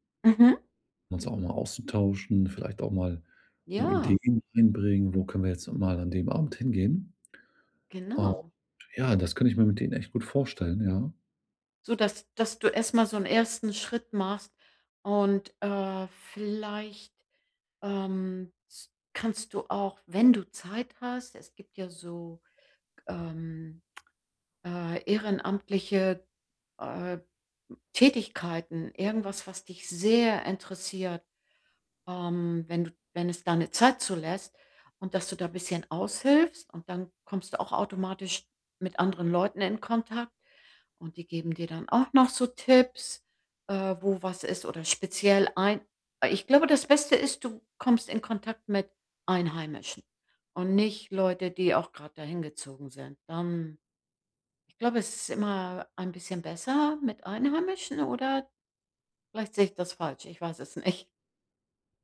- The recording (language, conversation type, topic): German, advice, Wie kann ich beim Umzug meine Routinen und meine Identität bewahren?
- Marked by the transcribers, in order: laughing while speaking: "nicht"